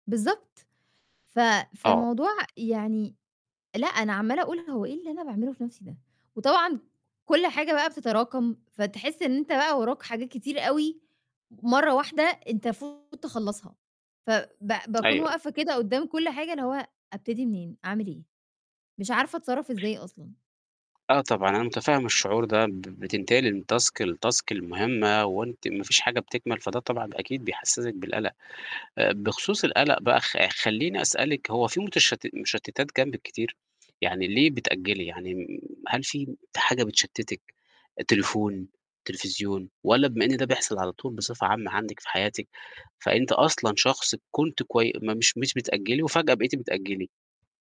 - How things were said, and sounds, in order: static; distorted speech; in English: "task لtask"
- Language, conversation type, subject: Arabic, advice, إزاي بتوصف تجربتك مع تأجيل المهام المهمة والاعتماد على ضغط آخر لحظة؟